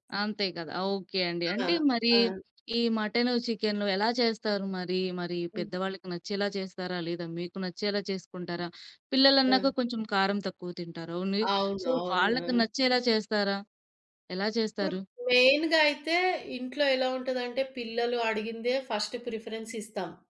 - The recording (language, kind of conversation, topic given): Telugu, podcast, మీ కుటుంబ వంటశైలి మీ జీవితాన్ని ఏ విధంగా ప్రభావితం చేసిందో చెప్పగలరా?
- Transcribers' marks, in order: in English: "ఓన్లీ. సో"; in English: "మెయిన్‌గా"; in English: "ఫస్ట్ ప్రిఫరెన్స్"